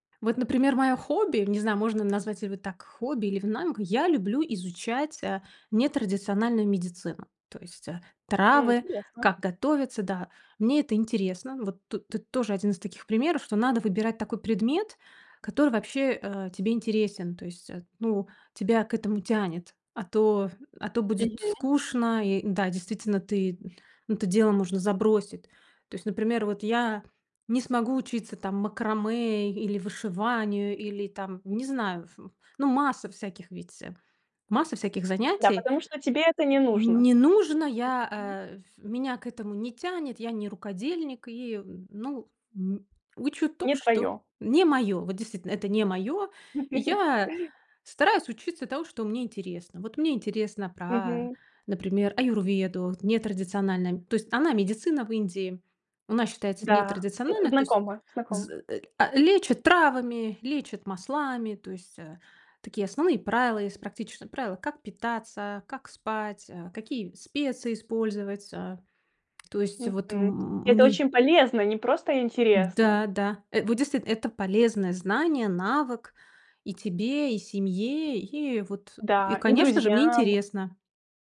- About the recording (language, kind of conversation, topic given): Russian, podcast, Что помогает тебе не бросать новое занятие через неделю?
- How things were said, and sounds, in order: unintelligible speech; chuckle